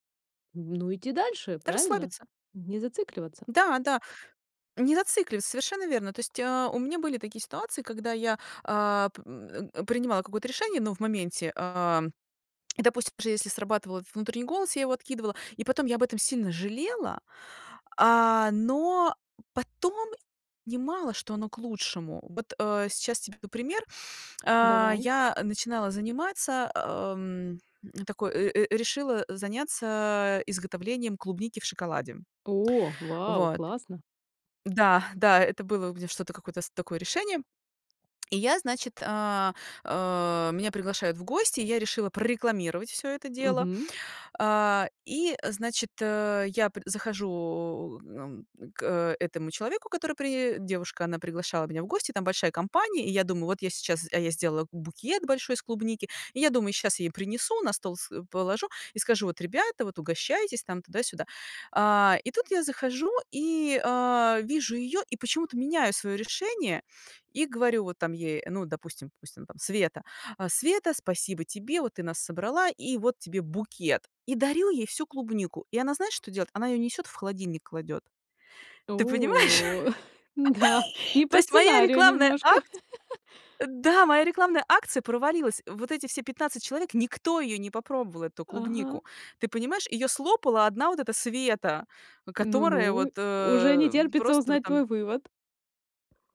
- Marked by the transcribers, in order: other background noise; chuckle; laughing while speaking: "Да"; laughing while speaking: "понимаешь?"; laugh; laugh
- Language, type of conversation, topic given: Russian, podcast, Как научиться доверять себе при важных решениях?